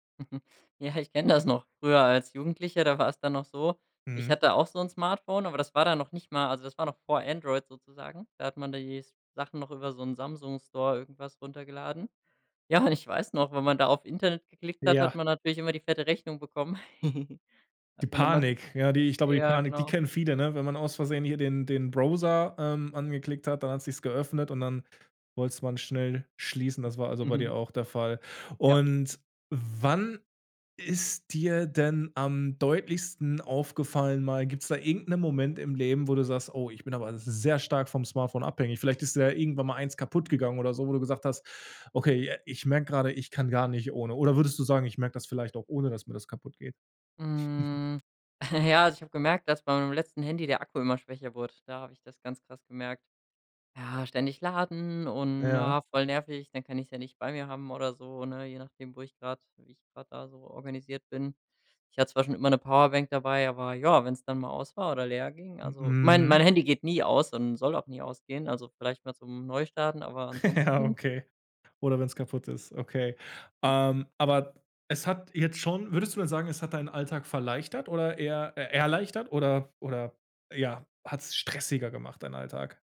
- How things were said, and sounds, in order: chuckle; laughing while speaking: "Ja, ich kenne das noch"; joyful: "Ja"; giggle; other background noise; giggle; stressed: "wann"; stressed: "sehr"; giggle; chuckle; laugh; laughing while speaking: "Ja"
- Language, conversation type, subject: German, podcast, Wie hat das Smartphone deinen Alltag verändert?